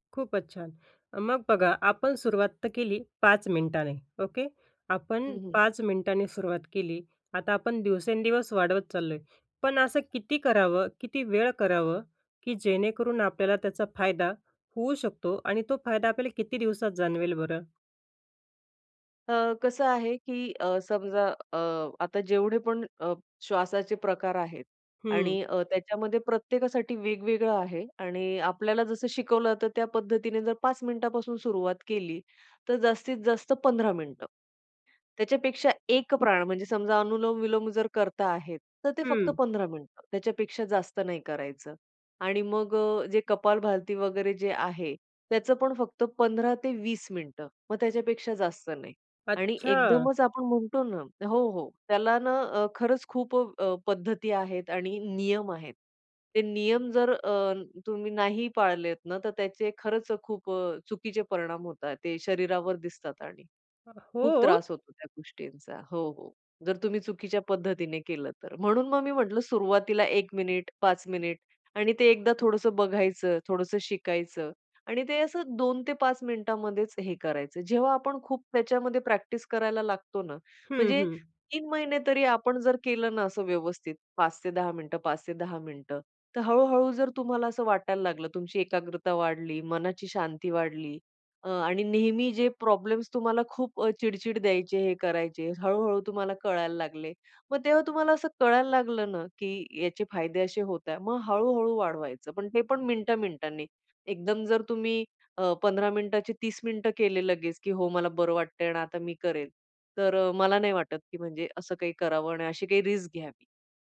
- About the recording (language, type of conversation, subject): Marathi, podcast, श्वासावर आधारित ध्यान कसे करावे?
- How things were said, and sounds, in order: stressed: "अच्छा!"; in English: "रिस्क"